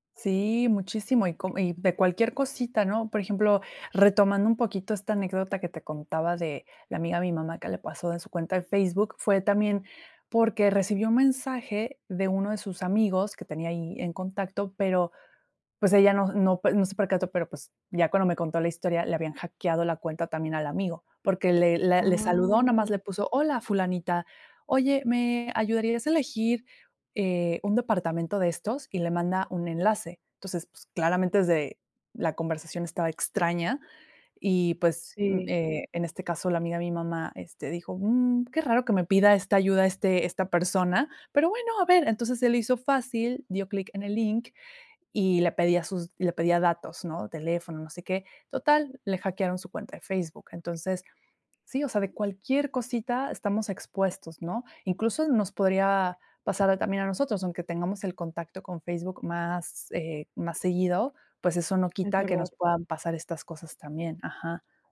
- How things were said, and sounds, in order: drawn out: "Ay"; put-on voice: "pero, bueno, a ver"
- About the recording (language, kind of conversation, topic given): Spanish, podcast, ¿Cómo enseñar a los mayores a usar tecnología básica?